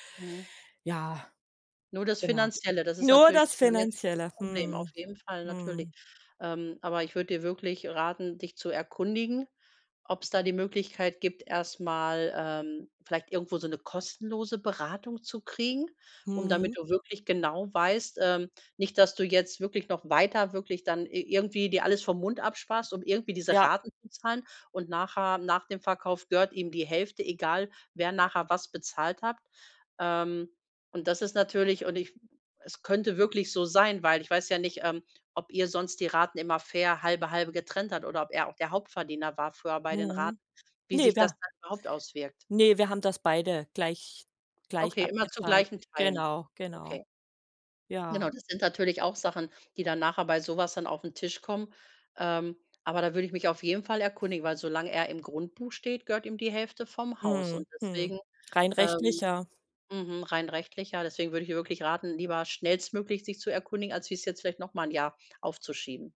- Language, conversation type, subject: German, advice, Wie können wir nach der Trennung die gemeinsame Wohnung und unseren Besitz fair aufteilen?
- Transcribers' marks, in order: stressed: "Nur das Finanzielle"